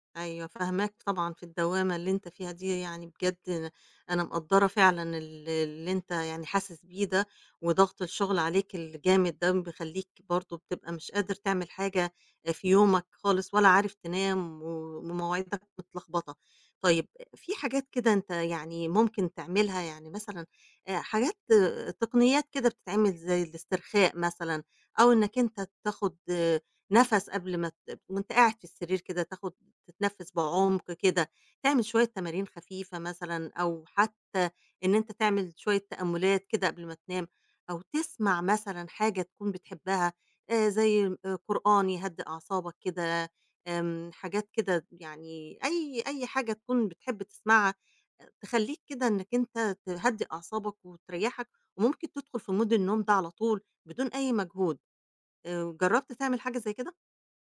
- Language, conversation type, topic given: Arabic, advice, إزاي أقدر ألتزم بميعاد نوم وصحيان ثابت؟
- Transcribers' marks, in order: in English: "mood"